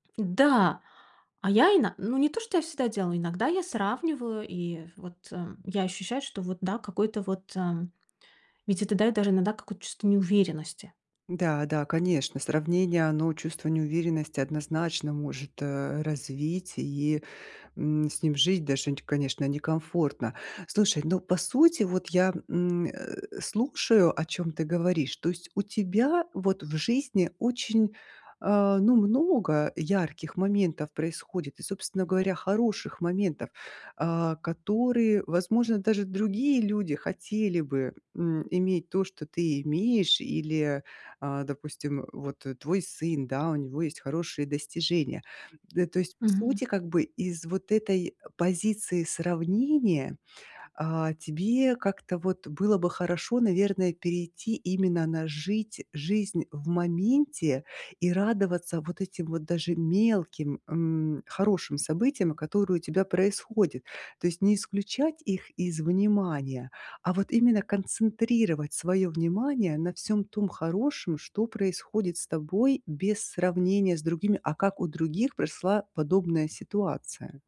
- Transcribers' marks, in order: "прошла" said as "просла"
- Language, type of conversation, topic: Russian, advice, Почему я постоянно сравниваю свои вещи с вещами других и чувствую неудовлетворённость?